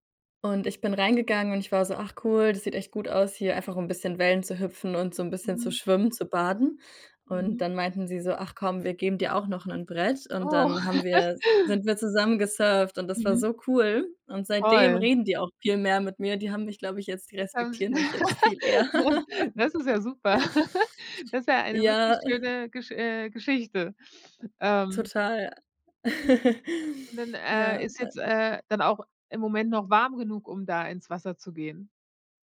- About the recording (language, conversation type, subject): German, podcast, Wie wichtig sind Cafés, Parks und Plätze für Begegnungen?
- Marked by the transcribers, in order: other background noise; chuckle; unintelligible speech; giggle; giggle; chuckle